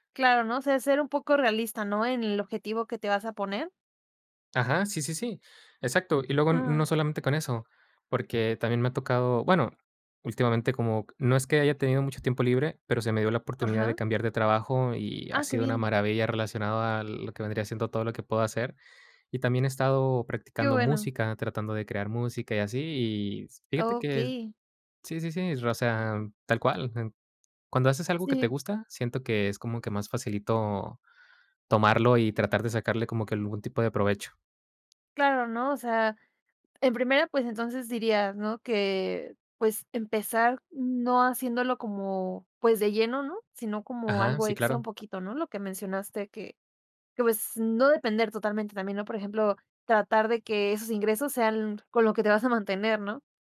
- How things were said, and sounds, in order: tapping
- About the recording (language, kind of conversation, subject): Spanish, podcast, ¿Qué consejo le darías a alguien que quiere tomarse en serio su pasatiempo?